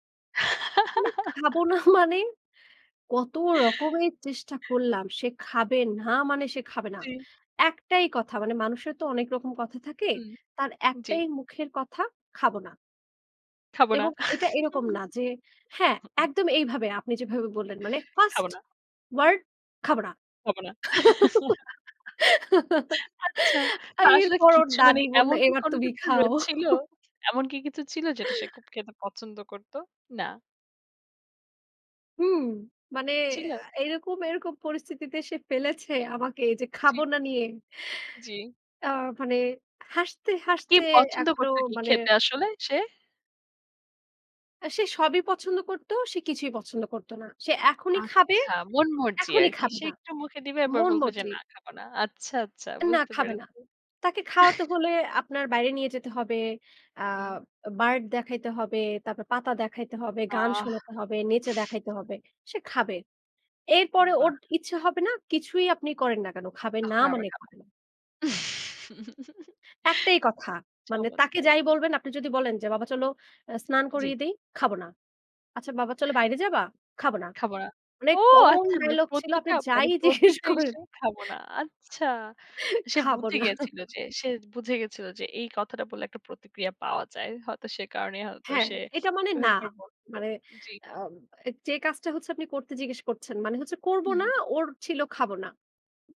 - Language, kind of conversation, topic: Bengali, podcast, পরিবারের সঙ্গে আপনার কোনো বিশেষ মুহূর্তের কথা বলবেন?
- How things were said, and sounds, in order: laugh; chuckle; tapping; chuckle; put-on voice: "খাবো না"; giggle; laughing while speaking: "আচ্ছা। না, আসলে কিচ্ছু মানি … পছন্দ করতো? না"; put-on voice: "খাবো না"; laugh; laughing while speaking: "আর এরপর ওর দাদী বললো, এবার তুমি খাও"; "মানে" said as "মানি"; chuckle; chuckle; in English: "bird"; sniff; chuckle; in English: "common dialogue"; laughing while speaking: "জিজ্ঞেস করেন"; chuckle; laughing while speaking: "খাবো না"